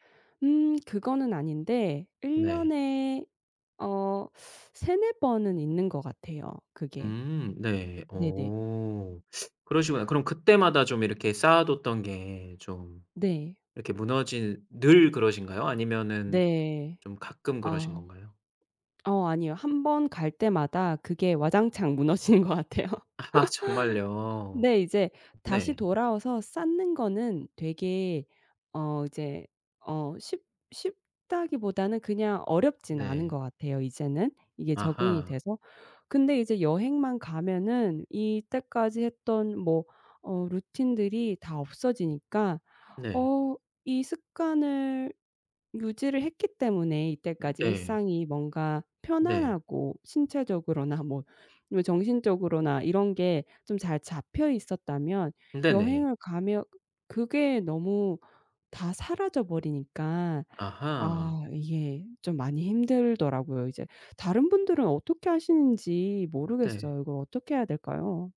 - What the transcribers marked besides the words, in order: laughing while speaking: "무너지는 것 같아요"; laugh; laughing while speaking: "아"; other background noise; laughing while speaking: "신체적으로나"
- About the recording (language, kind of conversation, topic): Korean, advice, 여행이나 출장 중에 습관이 무너지는 문제를 어떻게 해결할 수 있을까요?